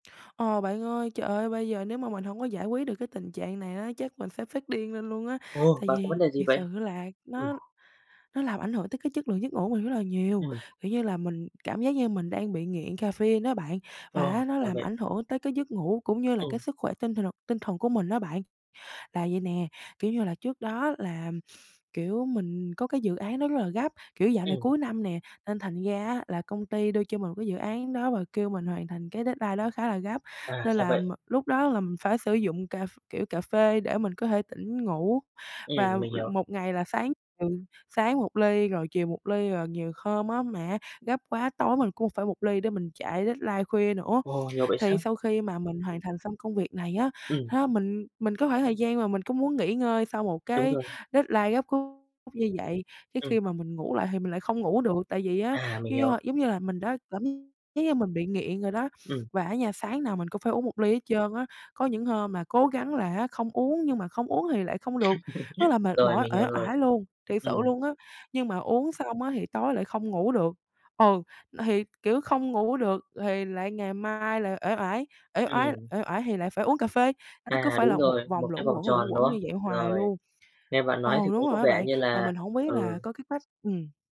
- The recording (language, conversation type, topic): Vietnamese, advice, Việc bạn lệ thuộc cà phê hoặc rượu đang ảnh hưởng đến chất lượng giấc ngủ của bạn như thế nào?
- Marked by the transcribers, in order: tapping; other background noise; sniff; in English: "deadline"; other noise; in English: "deadline"; in English: "deadline"; sniff; laugh